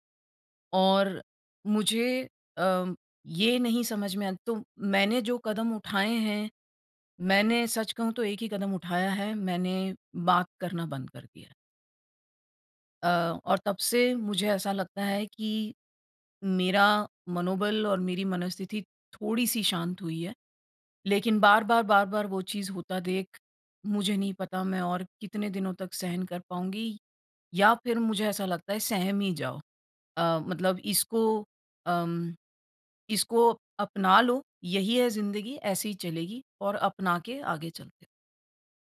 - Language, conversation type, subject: Hindi, advice, घर या कार्यस्थल पर लोग बार-बार बीच में टोकते रहें तो क्या करें?
- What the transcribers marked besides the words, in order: none